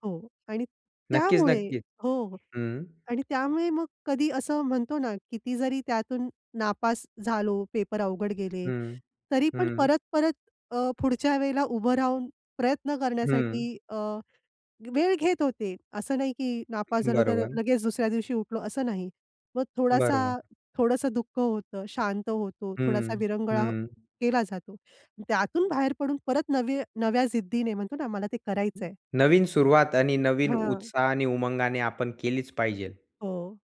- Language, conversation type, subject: Marathi, podcast, तुम्हाला सर्वसाधारणपणे प्रेरणा कुठून मिळते?
- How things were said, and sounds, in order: other background noise; tapping; other noise